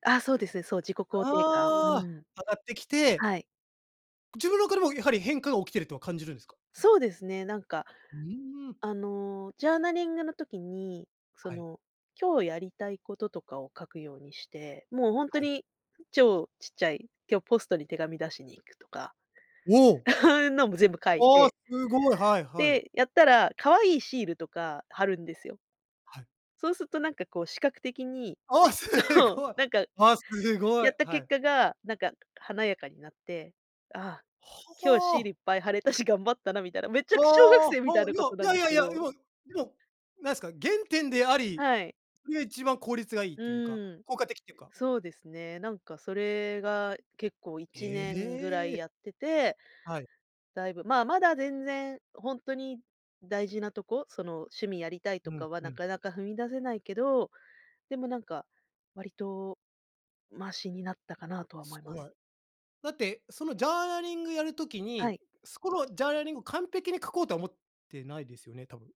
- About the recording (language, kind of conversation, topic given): Japanese, podcast, 完璧を目指すべきか、まずは出してみるべきか、どちらを選びますか？
- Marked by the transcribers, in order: chuckle; laughing while speaking: "そう"; laughing while speaking: "すごい"; laughing while speaking: "貼れたし"